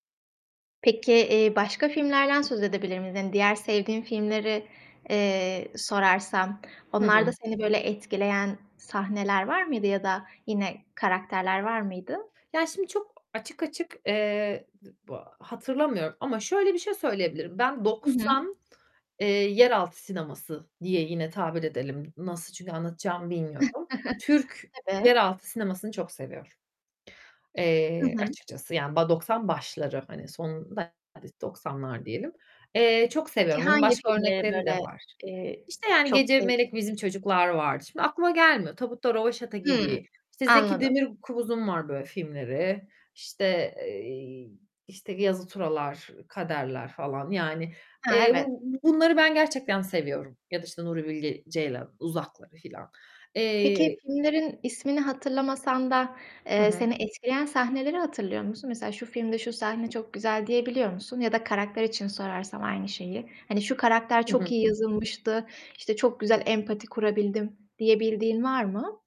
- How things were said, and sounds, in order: other background noise; distorted speech; chuckle; unintelligible speech
- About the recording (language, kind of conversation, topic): Turkish, podcast, En sevdiğin film hangisi ve neden?